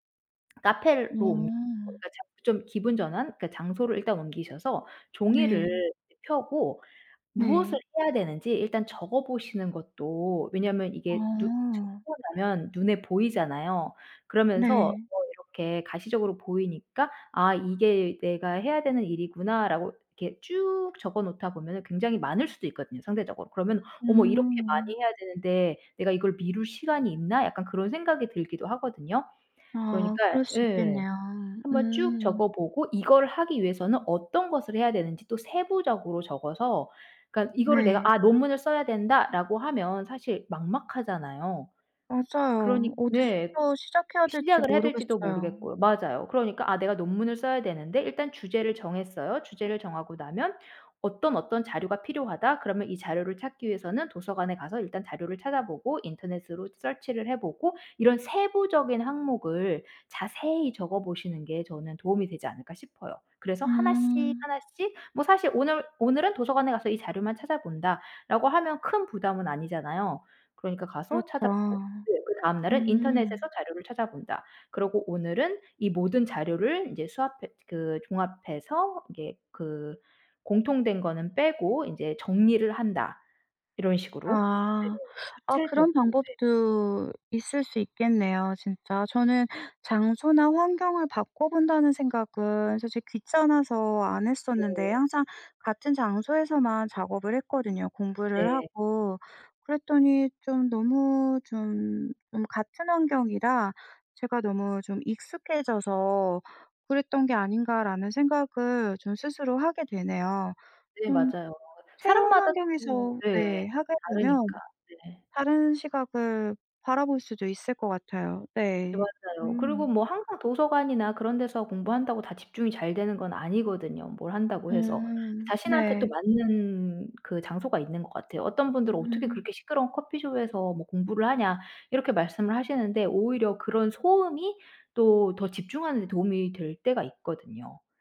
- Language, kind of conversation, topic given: Korean, advice, 중요한 프로젝트를 미루다 보니 마감이 코앞인데, 지금 어떻게 진행하면 좋을까요?
- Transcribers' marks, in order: other background noise; put-on voice: "Search를"; in English: "Search를"; unintelligible speech